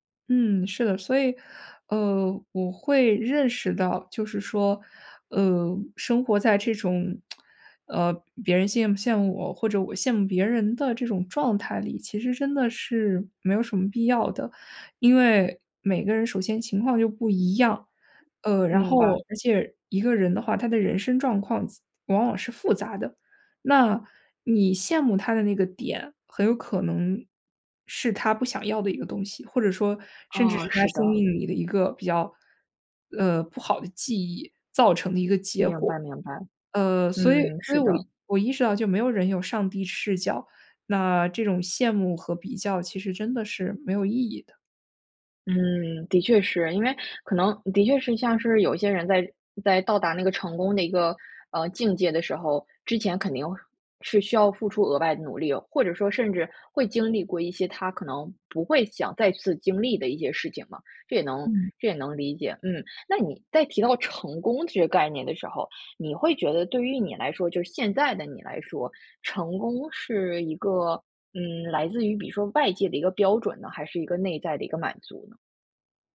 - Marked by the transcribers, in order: lip smack; other background noise
- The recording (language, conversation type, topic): Chinese, podcast, 你是如何停止与他人比较的？